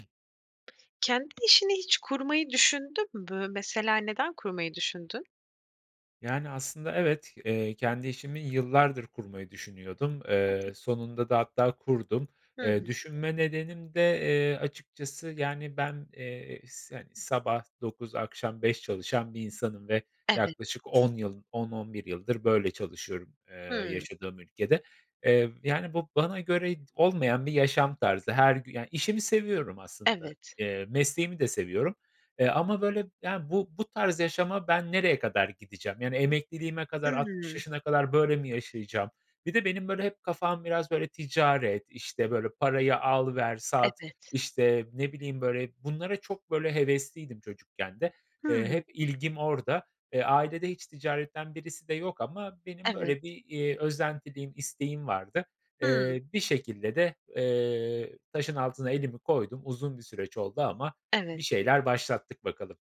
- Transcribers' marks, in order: other background noise
- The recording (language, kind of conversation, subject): Turkish, podcast, Kendi işini kurmayı hiç düşündün mü? Neden?